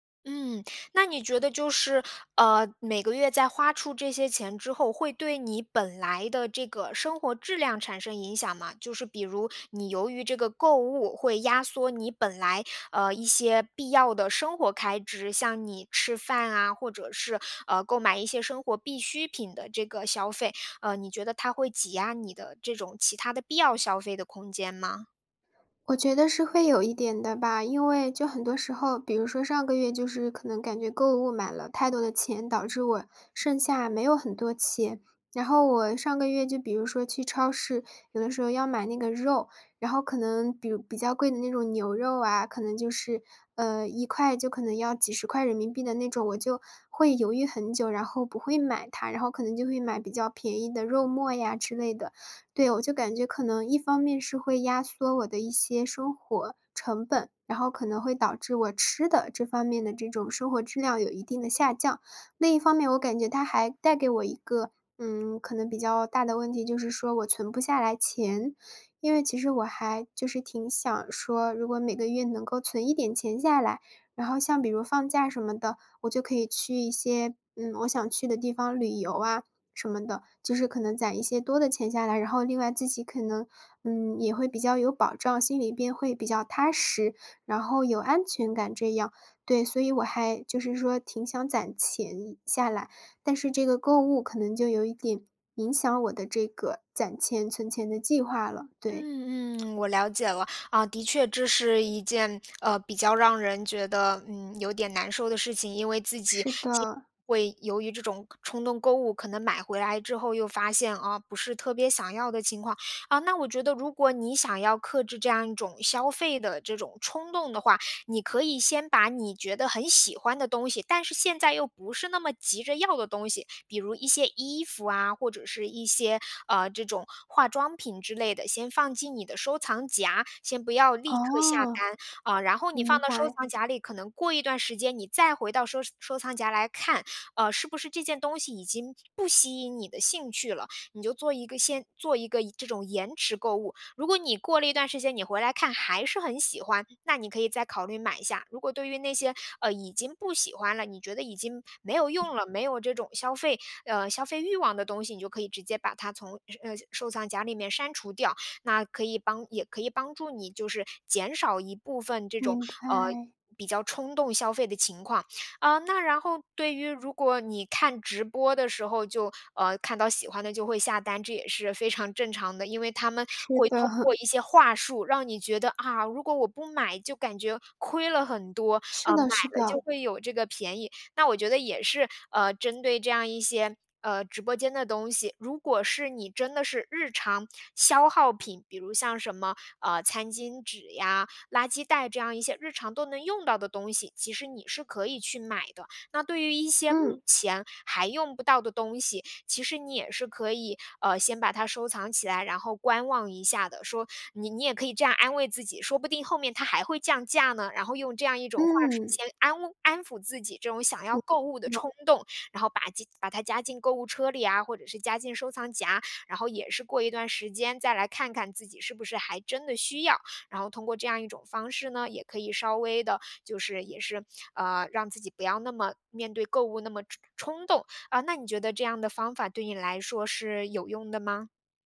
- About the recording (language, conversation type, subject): Chinese, advice, 你在冲动购物后为什么会反复感到内疚和后悔？
- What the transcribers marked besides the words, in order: other background noise; laughing while speaking: "的"